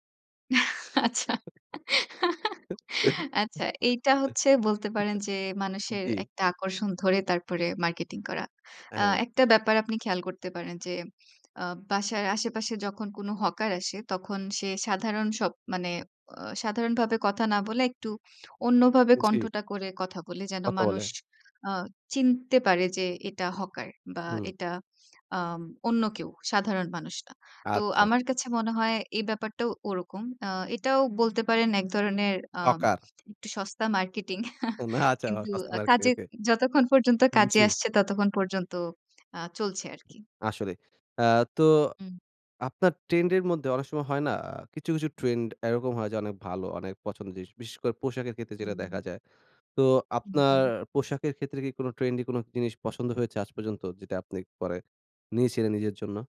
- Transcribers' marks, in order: laughing while speaking: "আচ্ছা"; laugh; other background noise; chuckle; chuckle; unintelligible speech
- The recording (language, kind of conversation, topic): Bengali, podcast, ট্রেন্ড বদলাতে থাকলে আপনি কীভাবে নিজের পরিচয় অটুট রাখেন?